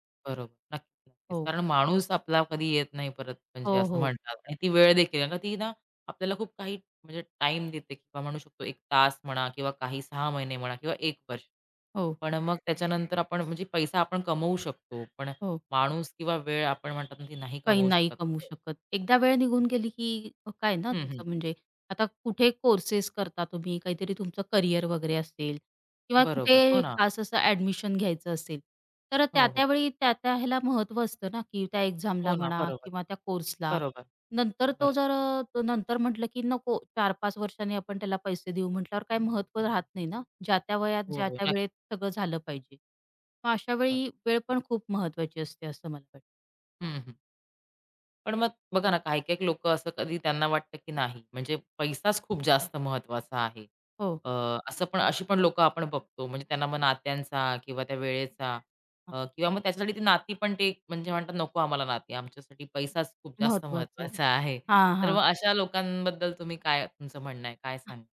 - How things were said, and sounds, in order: other background noise; tapping; horn; other noise; in English: "एक्झामला"; laughing while speaking: "आहे"
- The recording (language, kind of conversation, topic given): Marathi, podcast, तुमच्या मते वेळ आणि पैसा यांपैकी कोणते अधिक महत्त्वाचे आहे?